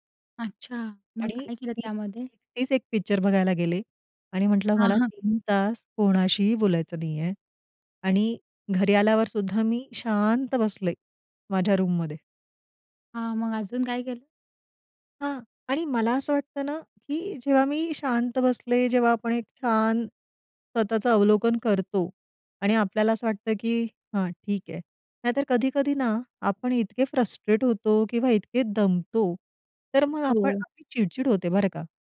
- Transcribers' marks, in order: stressed: "शांत"; in English: "रूममध्ये"
- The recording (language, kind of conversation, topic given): Marathi, podcast, कधी एकांत गरजेचा असतो असं तुला का वाटतं?